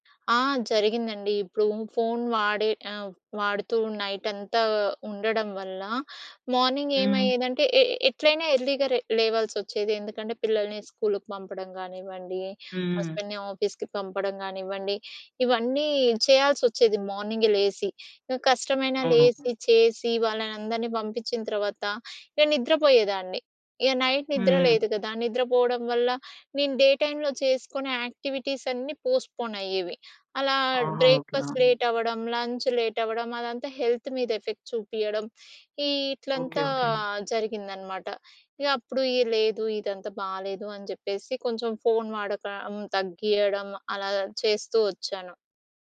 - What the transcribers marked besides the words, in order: in English: "మార్నింగ్"; in English: "హస్బెండ్‍ని ఆఫీస్‌కి"; other background noise; in English: "నైట్"; in English: "డే టైమ్‌లో"; in English: "యాక్టివిటీస్"; in English: "పోస్ట్‌పోన్"; in English: "బ్రేక్‌ఫాస్ట్ లేట్"; in English: "లంచ్ లేట్"; in English: "హెల్త్"; in English: "ఎఫెక్ట్"
- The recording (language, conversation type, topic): Telugu, podcast, రాత్రి పడుకునే ముందు మొబైల్ ఫోన్ వాడకం గురించి మీ అభిప్రాయం ఏమిటి?